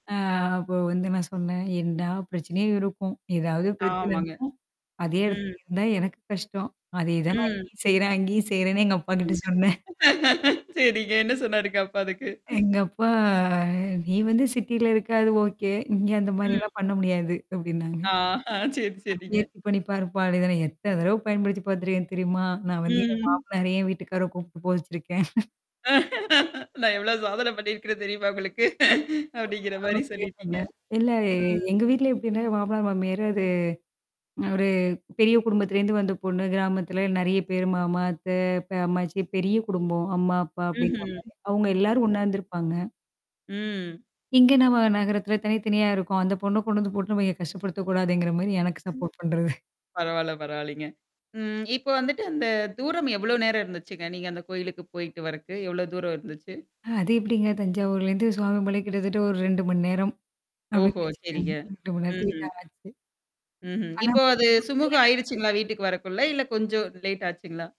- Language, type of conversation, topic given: Tamil, podcast, நீங்கள் உருவாக்கிய புதிய குடும்ப மரபு ஒன்றுக்கு உதாரணம் சொல்ல முடியுமா?
- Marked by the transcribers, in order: drawn out: "அ"; distorted speech; laughing while speaking: "அதேதான் நான் இங்கயும் செய்றே, அங்கேயும் செய்றேன்னு எங்க அப்பாகி ட்ட சொன்னேன்"; laughing while speaking: "சரிங்க என்ன சொன்னாருங்க அப்ப அதுக்கு?"; drawn out: "எங்கப்பா"; laughing while speaking: "ஆஹ சரி, சரிங்க"; laughing while speaking: "நான் வந்து என் மாமனாரயே என் வீட்டுக்கார கூப்ட்டு போக வச்சிருக்கேன்"; laughing while speaking: "ம்"; laughing while speaking: "நான் எவ்ளோ சாதனை பண்ணியிருக்கிறேன்னு தெரியுமா உங்களுக்கு. அப்டிங்கற மாரி சொல்லிட்டீங்க. ம்"; unintelligible speech; unintelligible speech; unintelligible speech; in English: "லேட்"